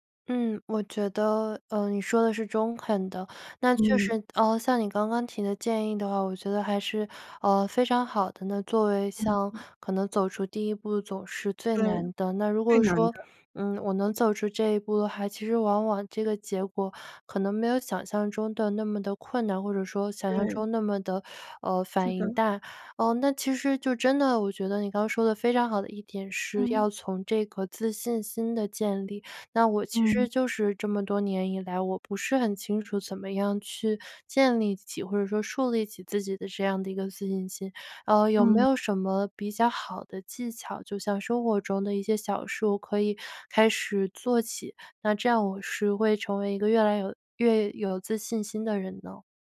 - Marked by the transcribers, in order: none
- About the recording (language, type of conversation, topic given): Chinese, advice, 为什么我在表达自己的意见时总是以道歉收尾？